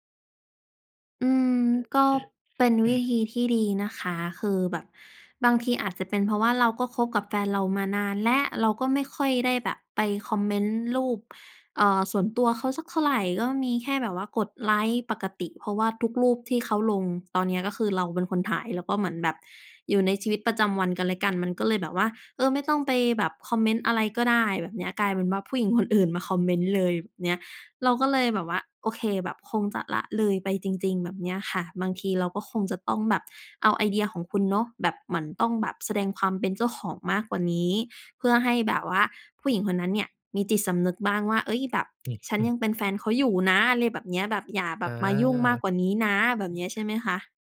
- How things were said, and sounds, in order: throat clearing; unintelligible speech
- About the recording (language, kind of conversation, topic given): Thai, advice, คุณควรทำอย่างไรเมื่อรู้สึกไม่เชื่อใจหลังพบข้อความน่าสงสัย?